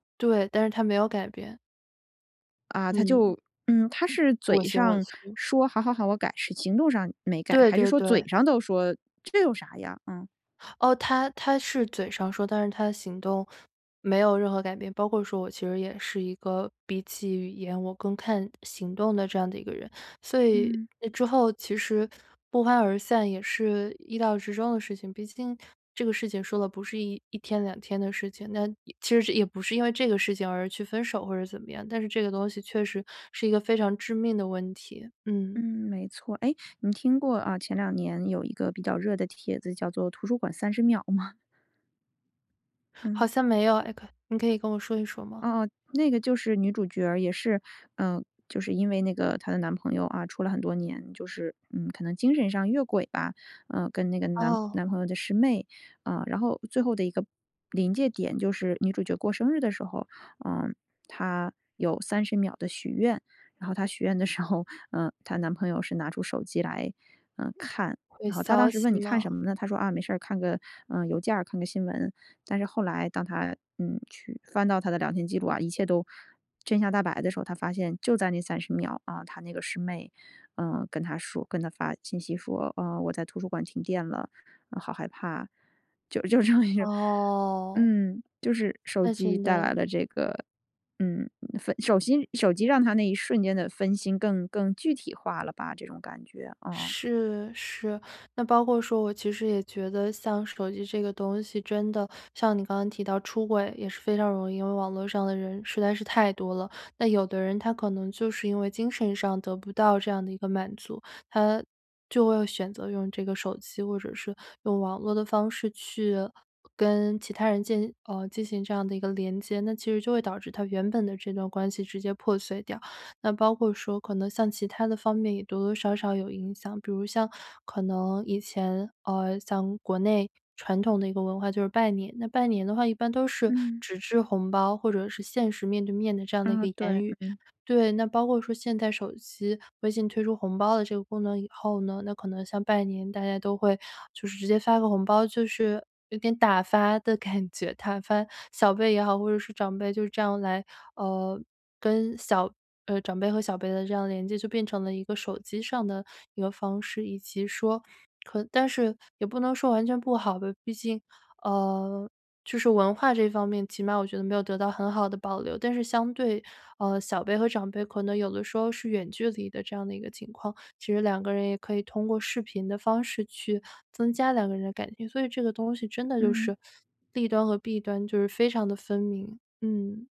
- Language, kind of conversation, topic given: Chinese, podcast, 你觉得手机让人与人更亲近还是更疏远?
- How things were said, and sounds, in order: tapping; other background noise; laughing while speaking: "秒吗？"; laughing while speaking: "时候"; laughing while speaking: "就这么"; laughing while speaking: "感觉"